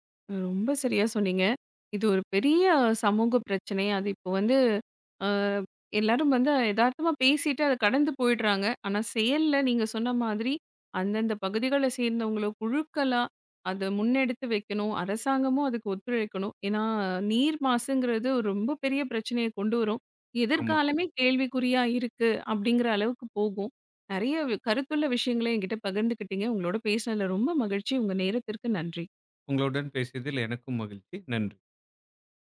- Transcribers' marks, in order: none
- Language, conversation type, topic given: Tamil, podcast, ஒரு நதியை ஒரே நாளில் எப்படிச் சுத்தம் செய்யத் தொடங்கலாம்?